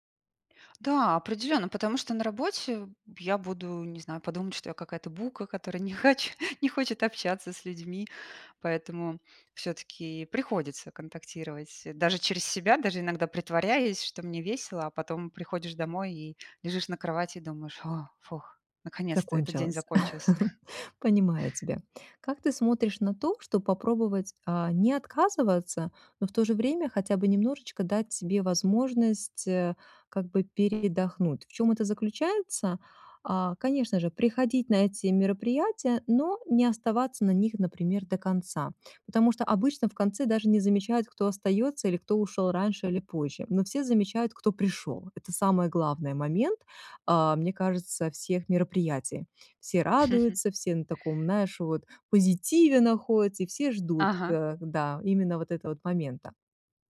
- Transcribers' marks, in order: laughing while speaking: "не хоч"; tapping; chuckle; chuckle
- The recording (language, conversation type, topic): Russian, advice, Как справляться с усталостью и перегрузкой во время праздников